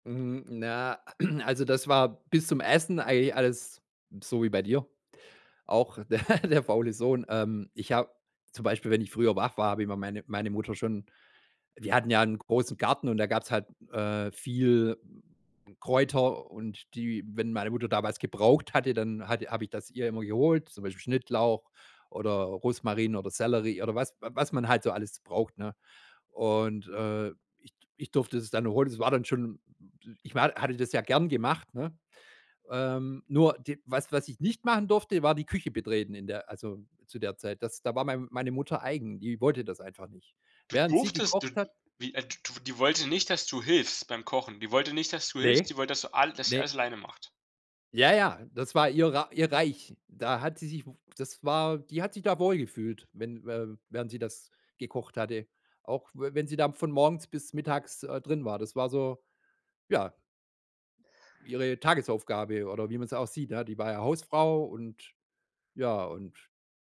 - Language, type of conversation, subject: German, podcast, Erzähl doch von einer besonderen Familienmahlzeit aus deiner Kindheit.
- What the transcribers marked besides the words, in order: throat clearing; laughing while speaking: "de"; laugh; other background noise